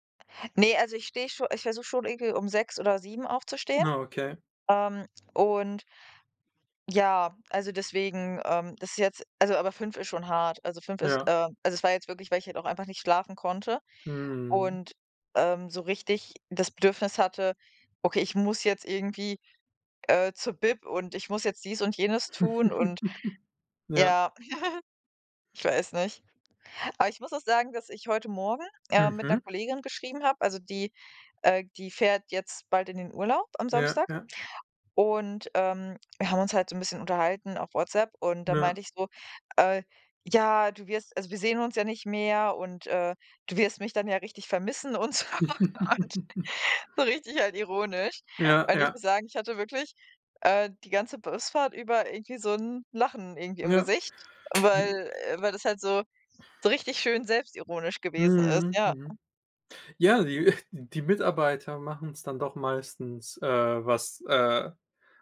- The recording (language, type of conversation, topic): German, unstructured, Was bringt dich bei der Arbeit zum Lachen?
- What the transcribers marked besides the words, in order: chuckle; chuckle; chuckle; laughing while speaking: "so und"; other background noise; unintelligible speech